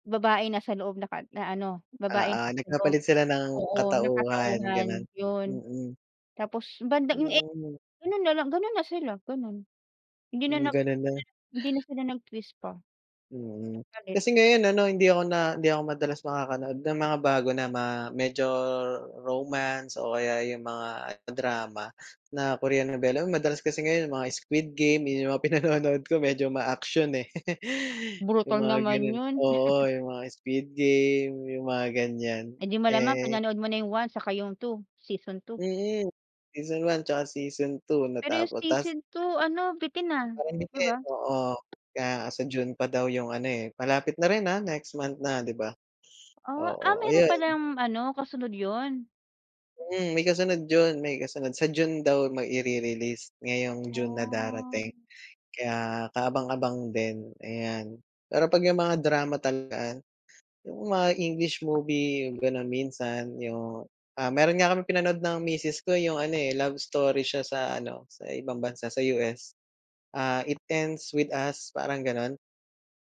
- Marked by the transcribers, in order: unintelligible speech; tapping; in English: "nag-twist"; in English: "romance"; laughing while speaking: "pinanonood"; chuckle; in English: "It Ends With Us"
- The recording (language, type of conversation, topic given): Filipino, unstructured, Ano ang nararamdaman mo kapag nanonood ka ng dramang palabas o romansa?